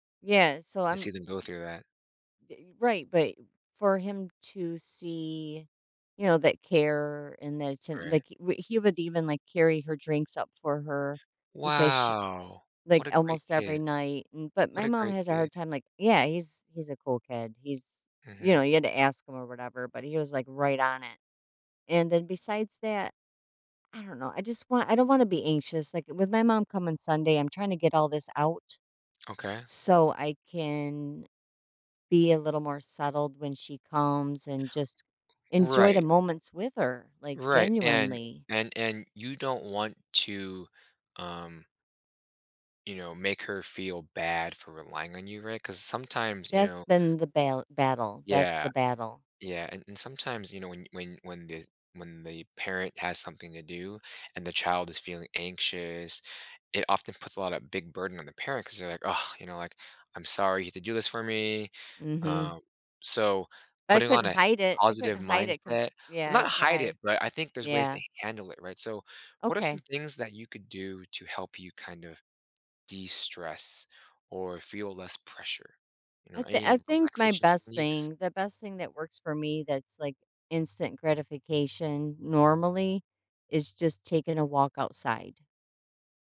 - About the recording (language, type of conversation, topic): English, advice, How can I cope with anxiety while waiting for my medical test results?
- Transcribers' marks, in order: drawn out: "Wow"; other background noise